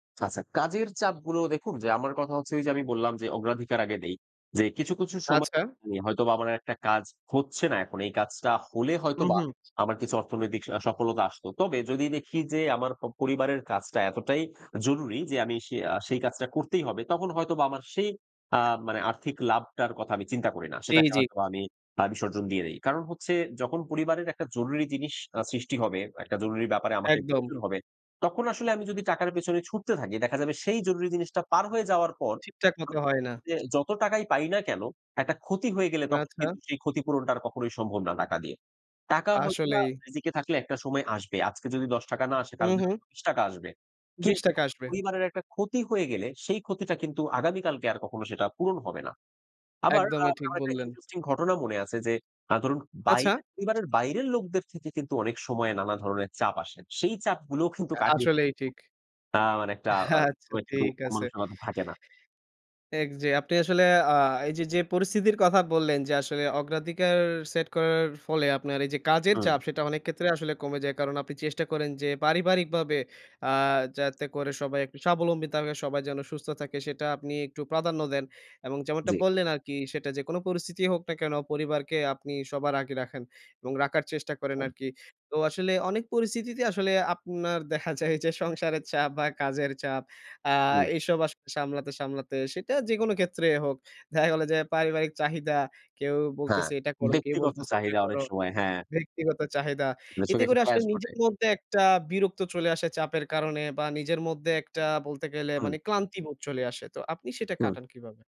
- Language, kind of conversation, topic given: Bengali, podcast, সংসারের চাপের মধ্যে থেকেও তুমি কীভাবে নিজের পায়ে দাঁড়িয়ে থাকো?
- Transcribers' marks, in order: other background noise; tapping; scoff; chuckle; unintelligible speech; laughing while speaking: "আচ্ছা ঠিক আছে"; laughing while speaking: "যে সংসারের চাপ বা কাজের চাপ"; laughing while speaking: "দেখা গেল যে পারিবারিক চাহিদা"; in English: "ক্ল্যাশ"